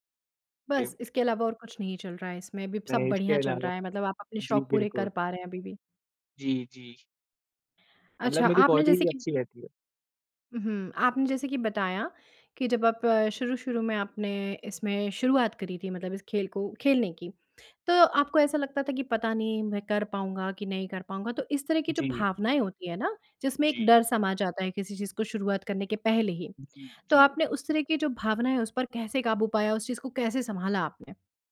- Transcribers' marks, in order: in English: "गेम"; tapping; in English: "बॉडी"
- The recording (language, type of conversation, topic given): Hindi, podcast, नया शौक सीखते समय आप शुरुआत कैसे करते हैं?